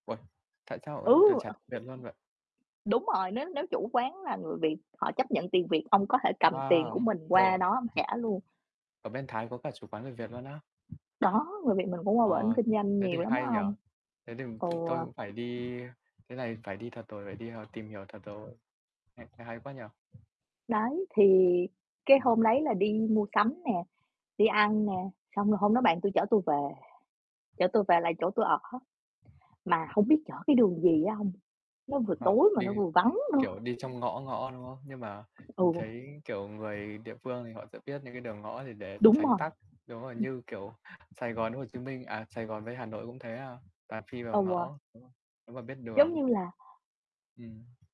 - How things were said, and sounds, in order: other background noise; unintelligible speech; distorted speech; tapping; background speech; static
- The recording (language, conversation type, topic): Vietnamese, unstructured, Bạn có chuyến đi nào khiến bạn nhớ mãi không quên không?